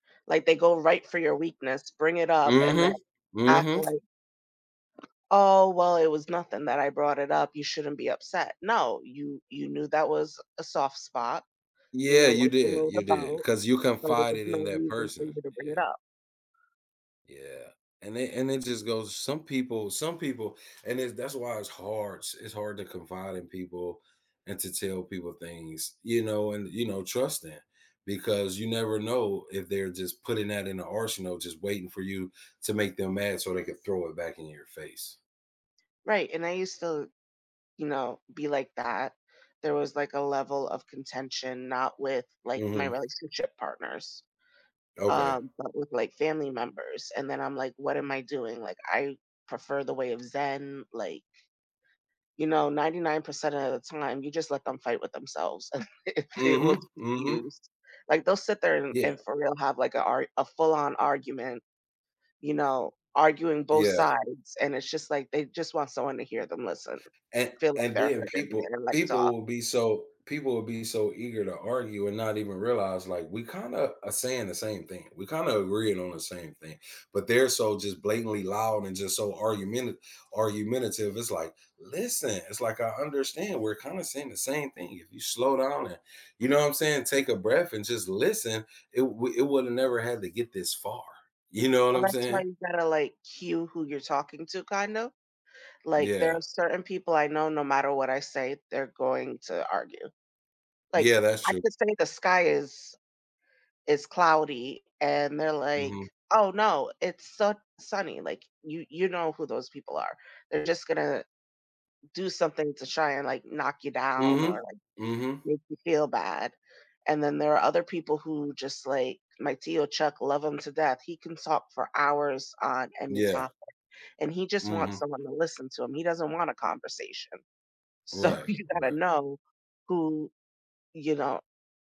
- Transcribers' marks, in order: other background noise; tapping; chuckle; laughing while speaking: "So"
- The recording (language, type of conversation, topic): English, unstructured, What helps couples maintain a strong connection as the years go by?
- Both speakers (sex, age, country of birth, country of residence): female, 35-39, United States, United States; male, 40-44, United States, United States